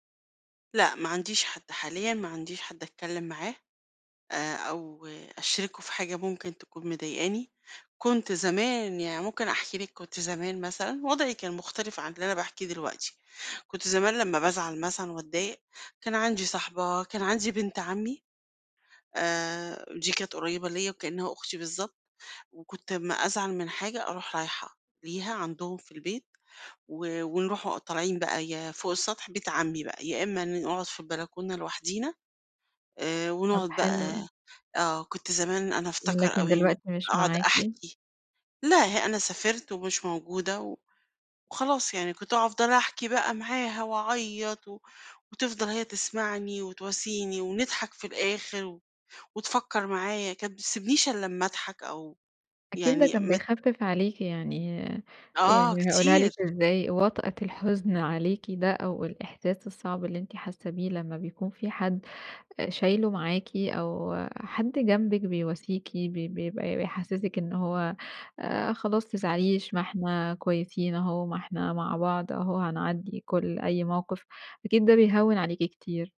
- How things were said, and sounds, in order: other background noise; tapping
- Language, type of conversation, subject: Arabic, podcast, إزاي بتواسي نفسك في أيام الزعل؟